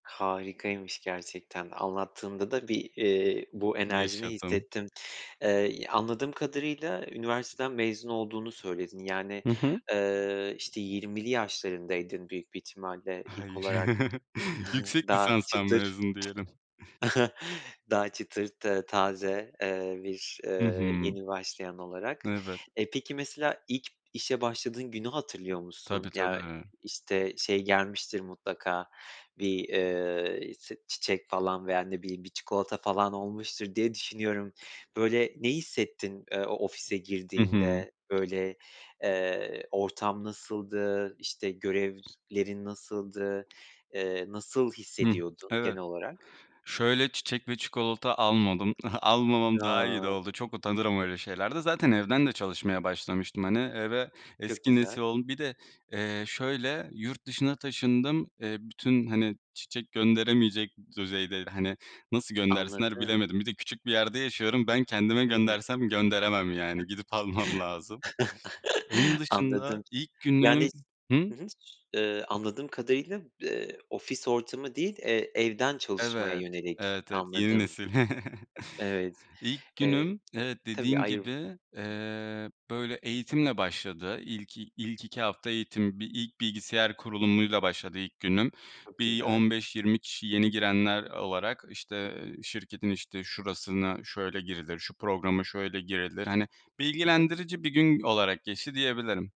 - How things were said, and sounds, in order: other background noise; laughing while speaking: "Hayır"; giggle; chuckle; tapping; chuckle; chuckle; laughing while speaking: "Gidip almam lazım"; chuckle
- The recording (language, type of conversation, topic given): Turkish, podcast, İlk iş deneyimini bize anlatır mısın?